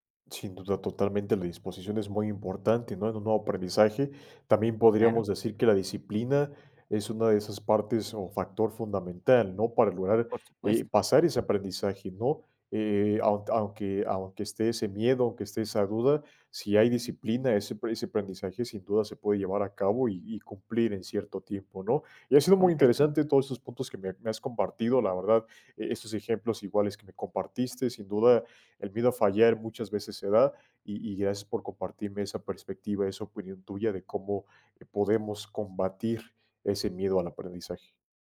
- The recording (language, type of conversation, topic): Spanish, podcast, ¿Cómo influye el miedo a fallar en el aprendizaje?
- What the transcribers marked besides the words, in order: none